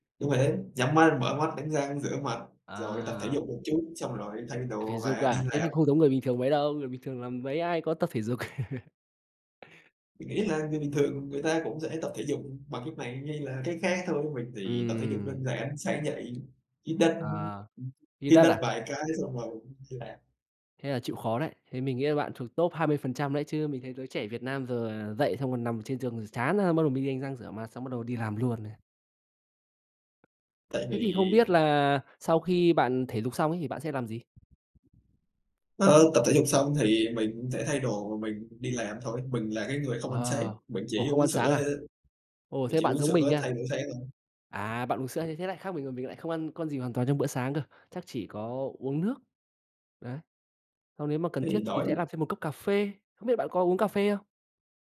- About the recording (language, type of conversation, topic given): Vietnamese, podcast, Bạn có thể chia sẻ thói quen buổi sáng của mình không?
- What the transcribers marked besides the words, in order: other background noise; tapping; laugh; unintelligible speech